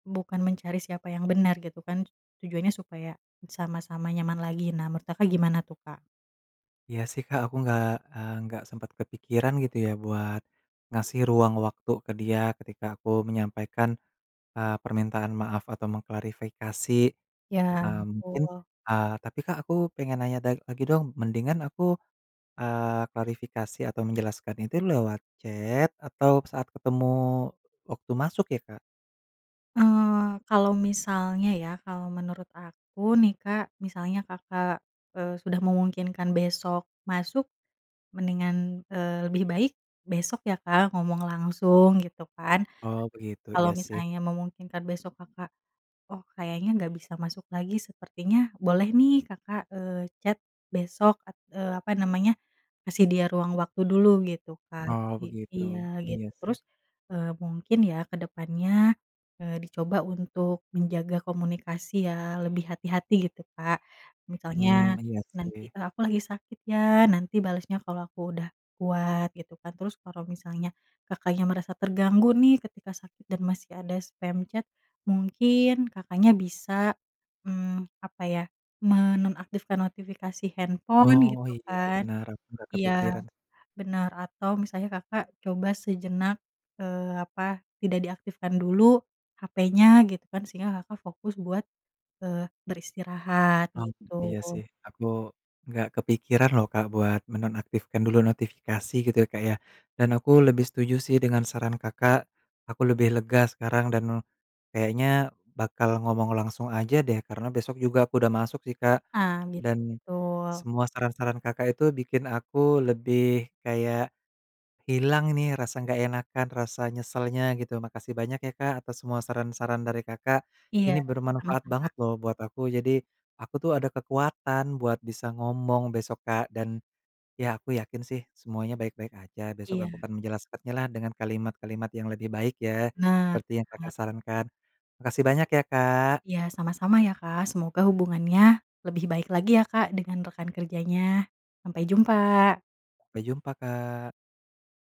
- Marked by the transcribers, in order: tapping; in English: "chat"; in English: "chat"; other background noise; "Sampai" said as "mpe"
- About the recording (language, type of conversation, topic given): Indonesian, advice, Bagaimana cara mengklarifikasi kesalahpahaman melalui pesan teks?